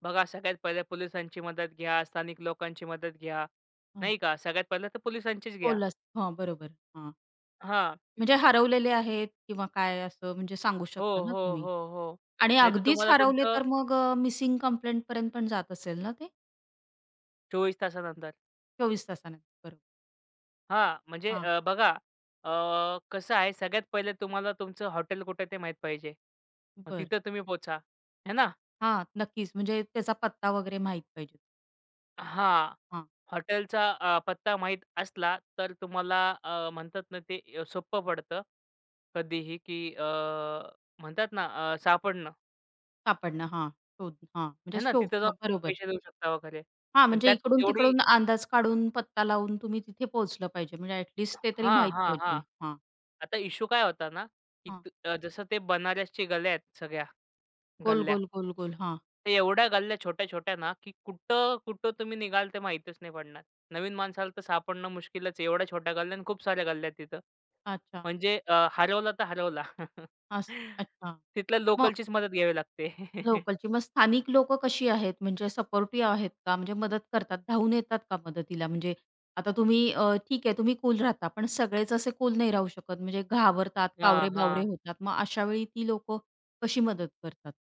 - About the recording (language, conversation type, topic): Marathi, podcast, एकट्याने प्रवास करताना वाट चुकली तर तुम्ही काय करता?
- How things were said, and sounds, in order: "पोलिस" said as "पोलस"; other background noise; in English: "ॲट लीस्ट"; unintelligible speech; in English: "इश्शु"; chuckle; chuckle; in English: "सपोर्टिव्ह"; other noise